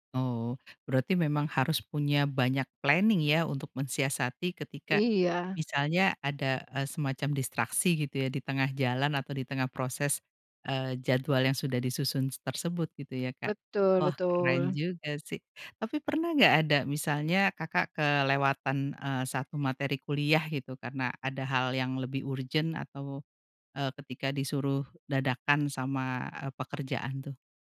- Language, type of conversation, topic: Indonesian, podcast, Bagaimana kamu memilih prioritas belajar di tengah kesibukan?
- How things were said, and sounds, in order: in English: "planning"; other background noise; in English: "urgent"